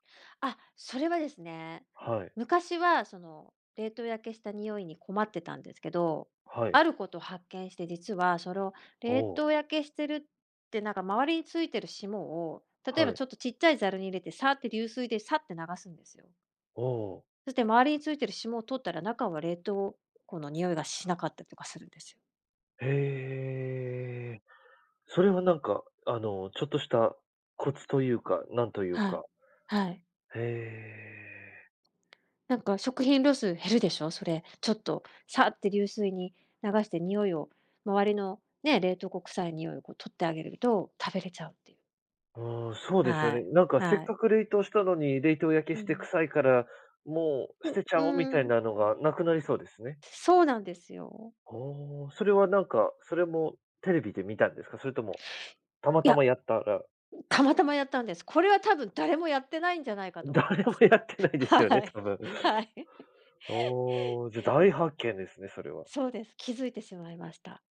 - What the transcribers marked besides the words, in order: other background noise; drawn out: "へえ"; tapping; laughing while speaking: "誰もやってないですよね、多分"; laughing while speaking: "はい、はい"; laugh
- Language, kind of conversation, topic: Japanese, podcast, 食材を長持ちさせる保存方法と、冷蔵庫を効率よく整理するコツは何ですか？